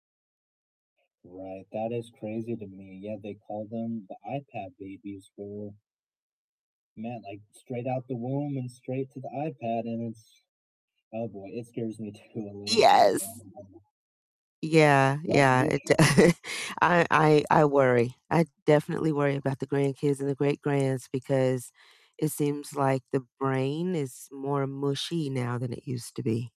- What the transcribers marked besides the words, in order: distorted speech; unintelligible speech; laugh; background speech; other background noise
- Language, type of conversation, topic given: English, unstructured, How do you stay motivated to keep practicing a hobby?